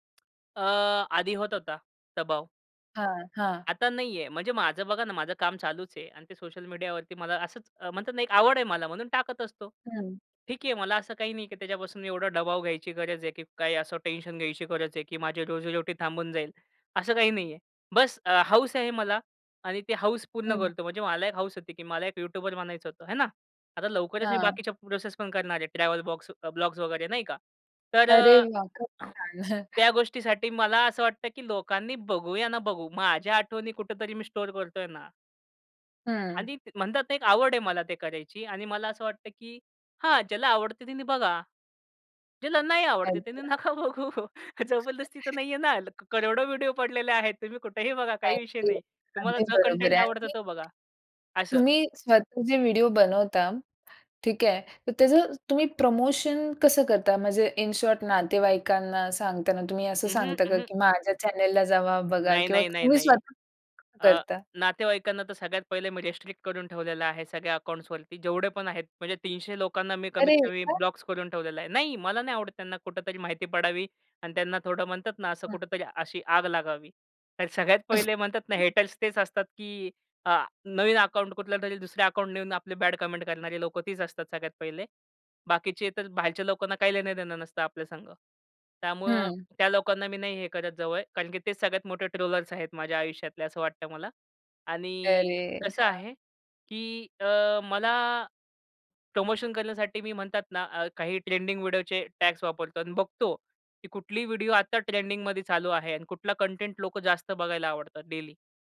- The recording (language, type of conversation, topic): Marathi, podcast, सोशल माध्यमांनी तुमची कला कशी बदलली?
- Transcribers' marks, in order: tapping; other noise; chuckle; laughing while speaking: "नका बघू. जबरदस्ती तर नाही आहे ना?"; chuckle; in English: "इन शॉर्ट"; in English: "चॅनेलला"; in English: "रिस्ट्रिक्ट"; surprised: "अरे! का?"; in English: "बॅड कमेंट"; in English: "डेली"